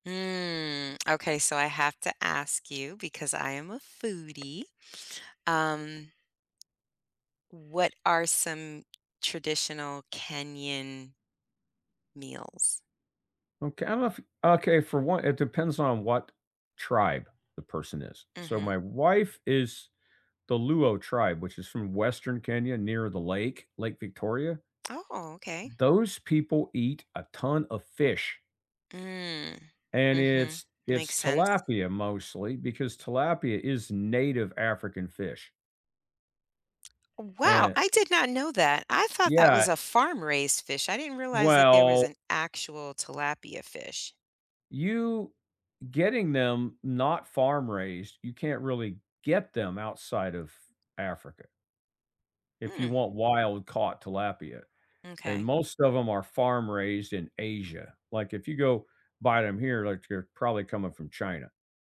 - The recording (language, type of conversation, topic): English, unstructured, In what small, everyday ways do your traditions shape your routines and connect you to others?
- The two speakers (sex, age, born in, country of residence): female, 50-54, United States, United States; male, 55-59, United States, United States
- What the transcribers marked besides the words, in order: drawn out: "Mm"; tapping